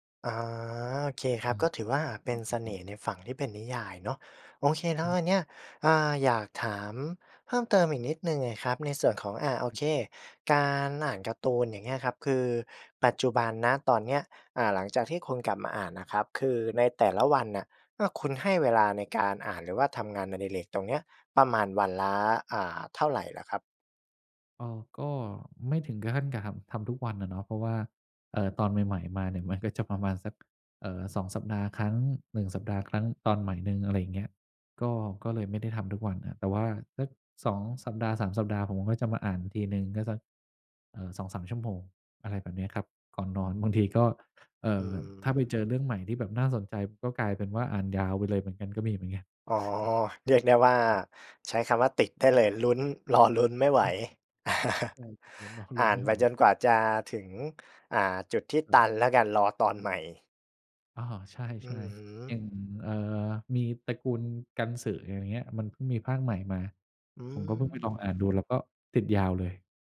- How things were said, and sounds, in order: other background noise; chuckle; chuckle
- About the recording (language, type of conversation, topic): Thai, podcast, ช่วงนี้คุณได้กลับมาทำงานอดิเรกอะไรอีกบ้าง แล้วอะไรทำให้คุณอยากกลับมาทำอีกครั้ง?